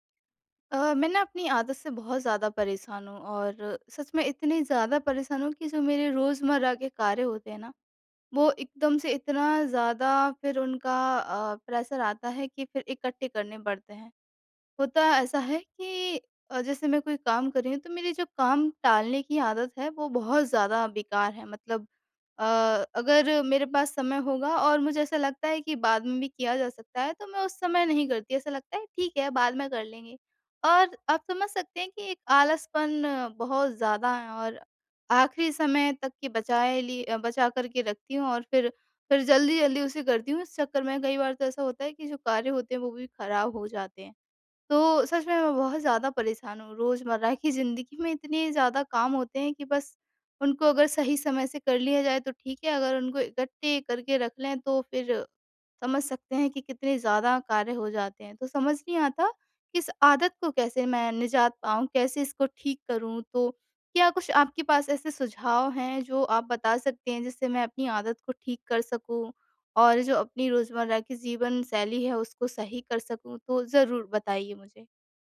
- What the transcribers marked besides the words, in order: in English: "प्रेशर"; other background noise; tapping
- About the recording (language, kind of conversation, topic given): Hindi, advice, मैं काम टालने और हर बार आख़िरी पल में घबराने की आदत को कैसे बदल सकता/सकती हूँ?